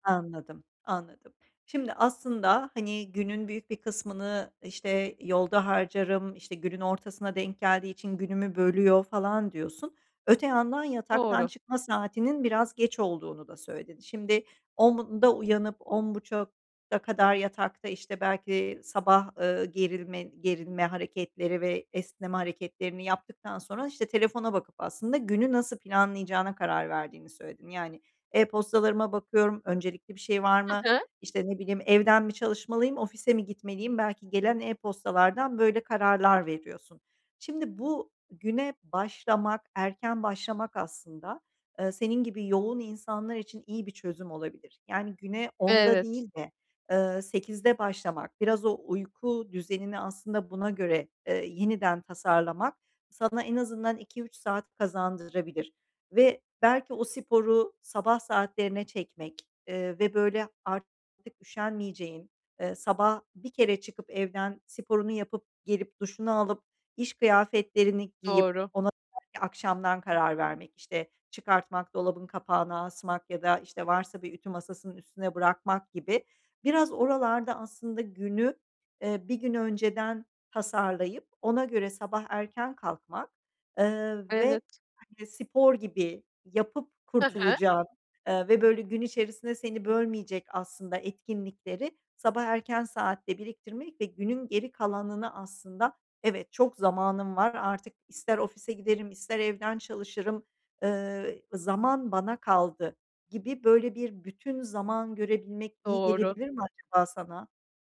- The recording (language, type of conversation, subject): Turkish, advice, Günlük karar yorgunluğunu azaltmak için önceliklerimi nasıl belirleyip seçimlerimi basitleştirebilirim?
- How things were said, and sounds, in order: unintelligible speech; other background noise; unintelligible speech